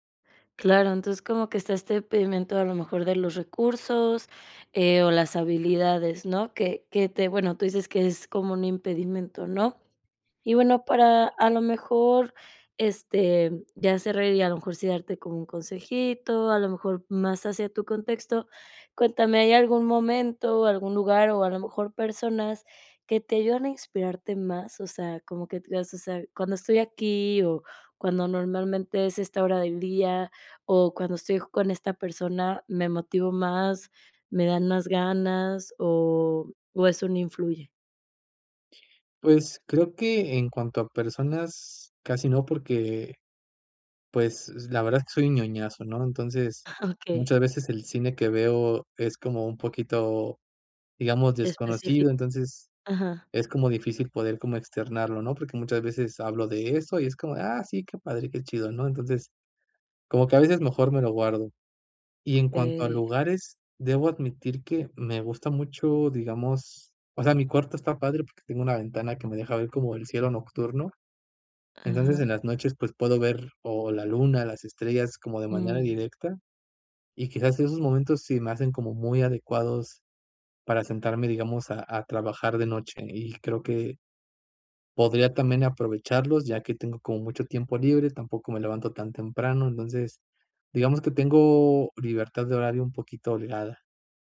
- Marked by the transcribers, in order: chuckle; other background noise
- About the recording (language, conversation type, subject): Spanish, advice, ¿Cómo puedo encontrar inspiración constante para mantener una práctica creativa?